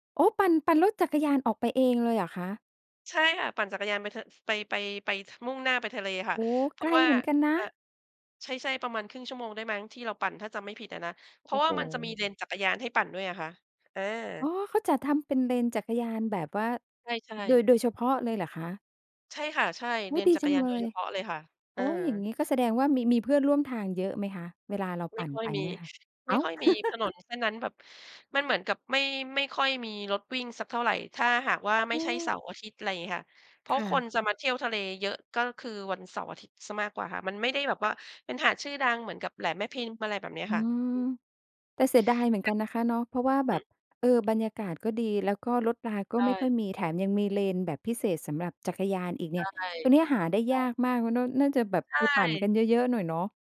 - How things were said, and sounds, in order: other background noise; chuckle; unintelligible speech; tapping
- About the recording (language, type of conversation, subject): Thai, podcast, ธรรมชาติช่วยให้คุณผ่อนคลายได้อย่างไร?